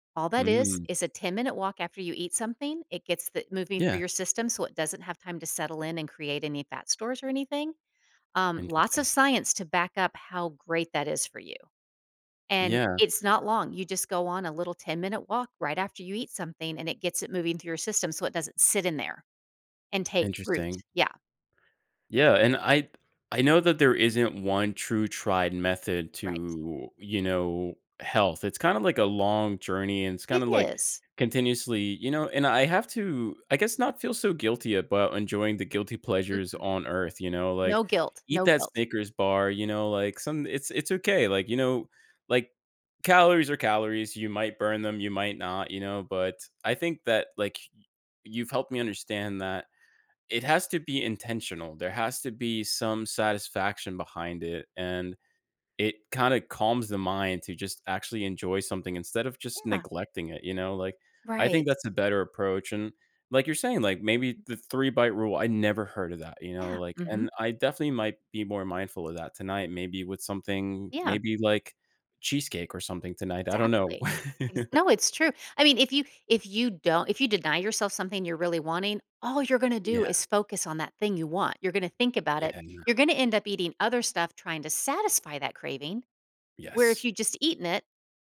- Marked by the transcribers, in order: other background noise; drawn out: "to"; chuckle
- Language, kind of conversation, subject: English, advice, How can I set clear, achievable self-improvement goals?
- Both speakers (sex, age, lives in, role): female, 55-59, United States, advisor; male, 30-34, United States, user